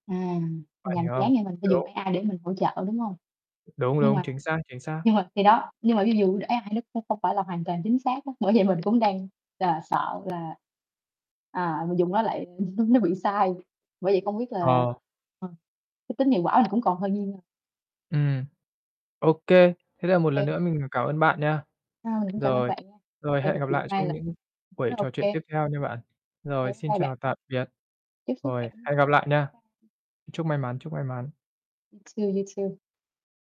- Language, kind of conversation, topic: Vietnamese, unstructured, Công nghệ đã thay đổi cách bạn học như thế nào?
- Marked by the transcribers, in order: static; distorted speech; other background noise; tapping; laughing while speaking: "vậy"; chuckle; in English: "Too, you too"